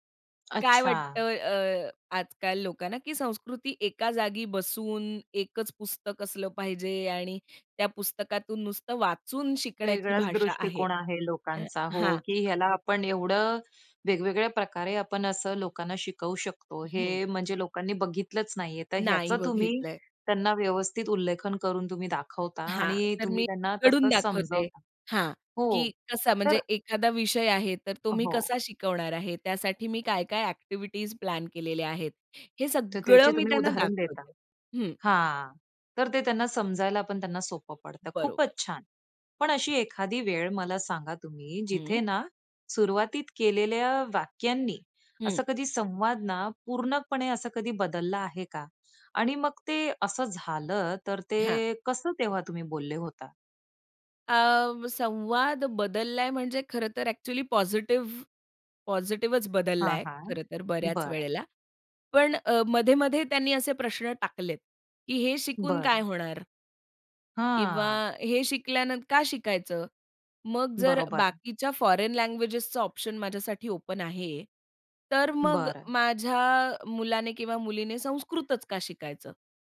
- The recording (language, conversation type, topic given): Marathi, podcast, तुमच्या कामाची कहाणी लोकांना सांगायला तुम्ही सुरुवात कशी करता?
- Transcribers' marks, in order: tapping; other background noise; in English: "पॉझिटिव्ह पॉझिटिव्हच"; in English: "लँग्वेजेसचा"; in English: "ओपन"